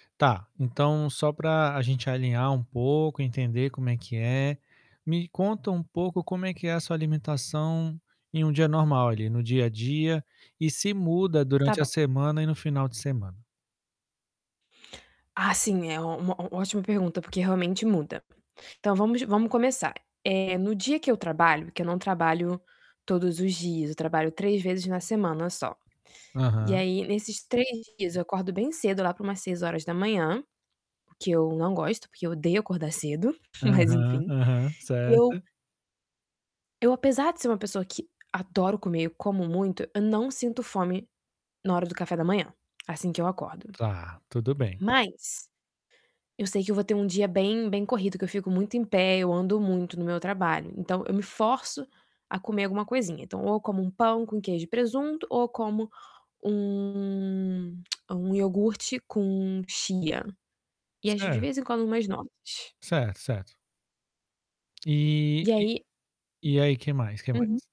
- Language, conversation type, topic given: Portuguese, advice, Como a minha alimentação pode afetar o meu humor e os meus níveis de estresse no dia a dia?
- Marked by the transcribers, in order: tapping; distorted speech; chuckle; tongue click